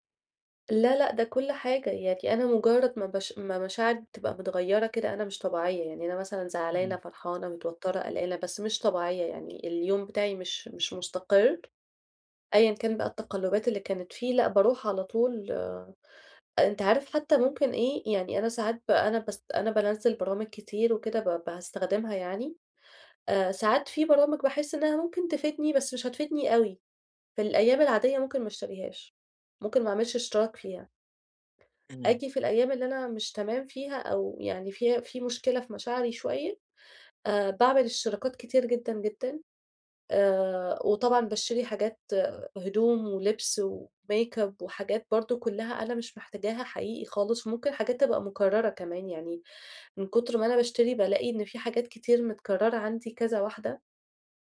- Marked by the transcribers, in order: other background noise
- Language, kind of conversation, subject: Arabic, advice, إزاي مشاعري بتأثر على قراراتي المالية؟